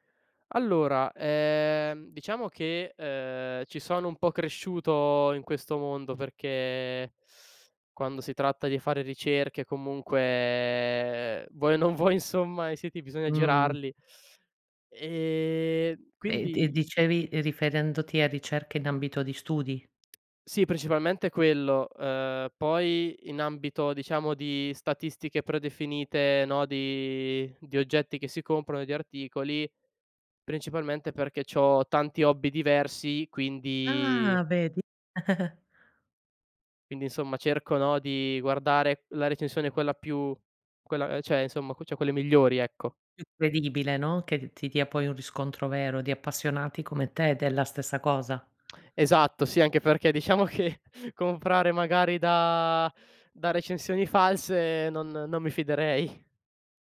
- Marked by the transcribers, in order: teeth sucking; laughing while speaking: "vuoi"; teeth sucking; other background noise; giggle; "cioè" said as "ceh"; "cioè" said as "ceh"; laughing while speaking: "che comprare magari da da recensioni false non non mi fiderei"
- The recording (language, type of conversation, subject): Italian, podcast, Come affronti il sovraccarico di informazioni quando devi scegliere?